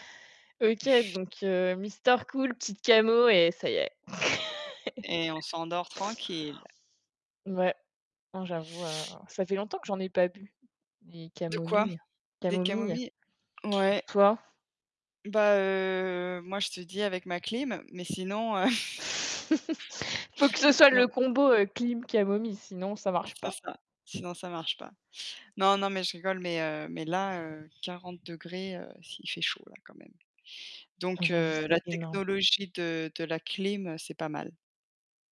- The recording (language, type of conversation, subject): French, unstructured, Quel changement technologique t’a le plus surpris dans ta vie ?
- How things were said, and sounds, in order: chuckle; tapping; "camomille" said as "camo"; static; laugh; chuckle; laugh; unintelligible speech; distorted speech; other background noise